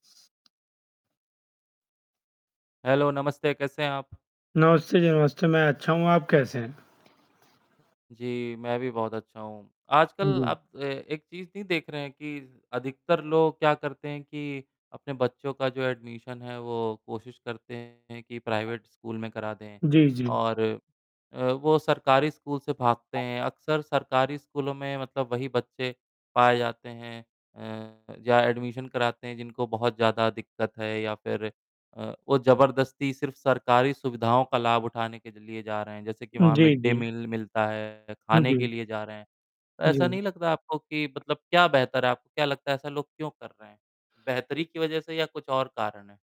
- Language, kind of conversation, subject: Hindi, unstructured, क्या सरकारी स्कूलों की तुलना में निजी स्कूल बेहतर हैं?
- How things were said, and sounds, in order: in English: "हेलो"; static; in English: "एडमिशन"; distorted speech; in English: "प्राइवेट"; other noise; in English: "एडमिशन"